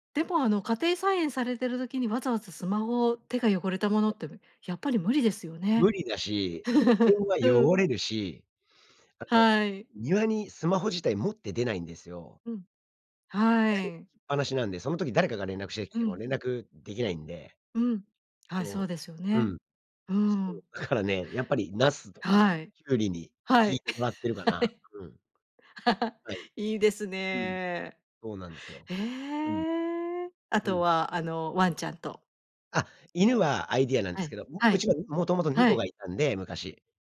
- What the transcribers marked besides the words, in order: unintelligible speech; chuckle; laughing while speaking: "はい"; chuckle; tapping
- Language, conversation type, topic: Japanese, podcast, アイデアをどのように書き留めていますか？